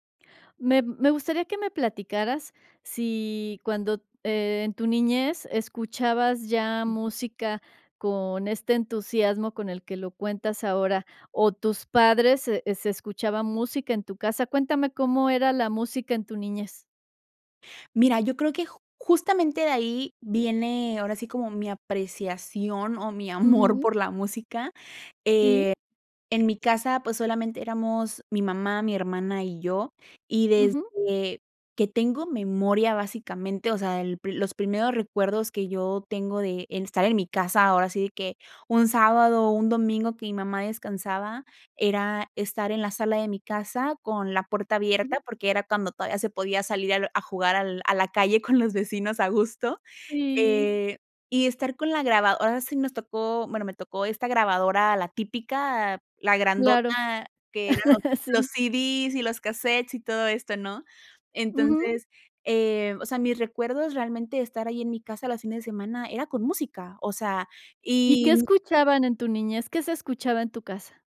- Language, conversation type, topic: Spanish, podcast, ¿Qué papel juega la música en tu vida para ayudarte a desconectarte del día a día?
- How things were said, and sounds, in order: other background noise; laughing while speaking: "amor"; chuckle; laugh